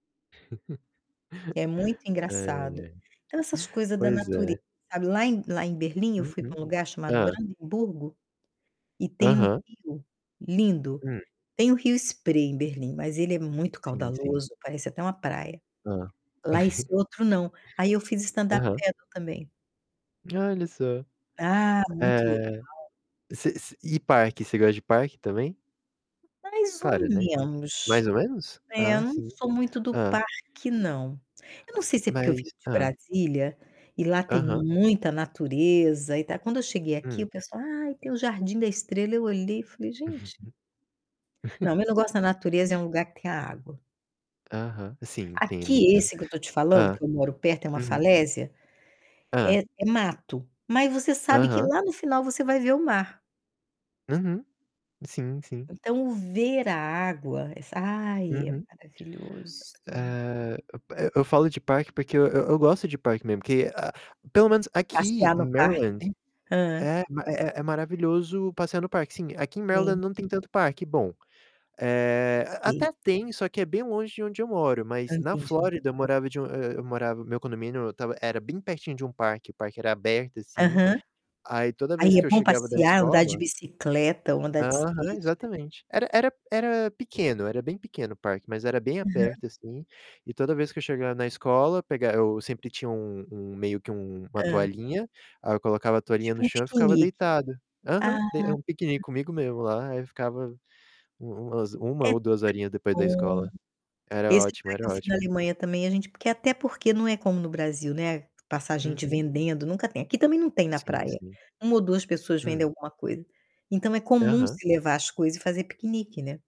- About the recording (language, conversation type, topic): Portuguese, unstructured, Qual é o lugar na natureza que mais te faz feliz?
- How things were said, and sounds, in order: laugh; distorted speech; static; chuckle; other background noise; in English: "standup padel"; laugh; put-on voice: "Maryland"; put-on voice: "Maryland"